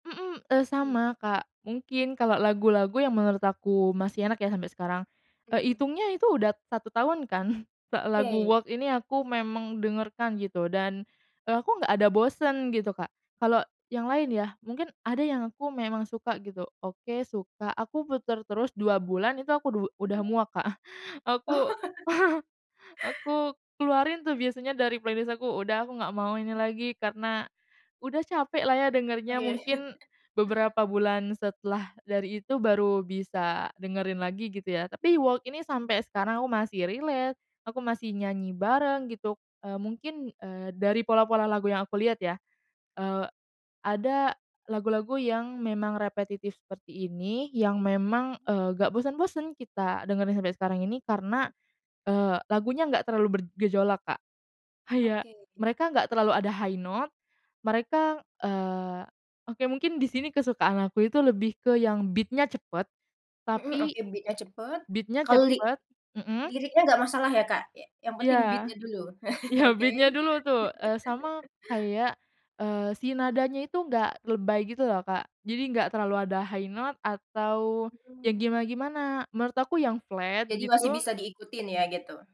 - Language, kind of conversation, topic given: Indonesian, podcast, Pernah nggak kamu merasa lagu jadi teman saat kamu lagi sepi?
- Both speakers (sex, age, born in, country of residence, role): female, 18-19, Indonesia, Indonesia, guest; female, 25-29, Indonesia, Indonesia, host
- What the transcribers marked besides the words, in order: chuckle; laugh; other background noise; chuckle; in English: "playlist"; unintelligible speech; laugh; unintelligible speech; unintelligible speech; in English: "high note"; in English: "beat-nya"; in English: "beat-nya"; in English: "beat-nya"; in English: "beat-nya"; in English: "beat-nya"; laugh; chuckle; tapping; in English: "high note"; in English: "flat"